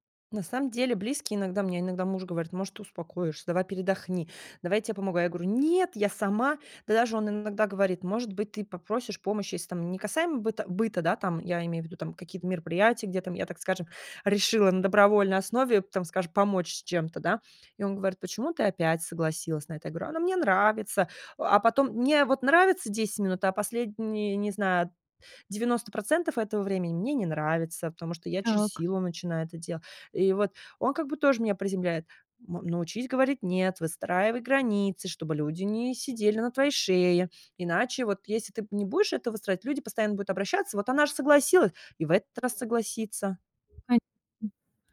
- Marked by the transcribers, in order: background speech; tapping
- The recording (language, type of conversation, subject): Russian, advice, Как перестать брать на себя слишком много и научиться выстраивать личные границы?